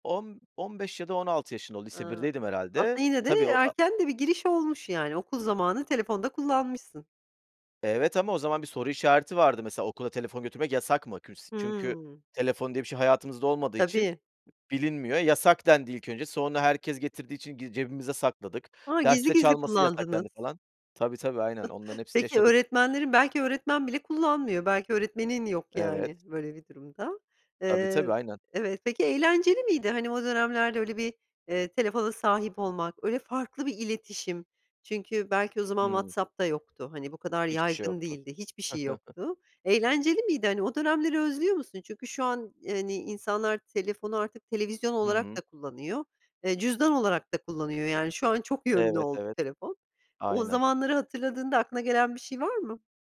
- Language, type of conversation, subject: Turkish, podcast, Yemek sırasında telefonu kapatmak sence ne kadar önemli?
- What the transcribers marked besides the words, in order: chuckle; giggle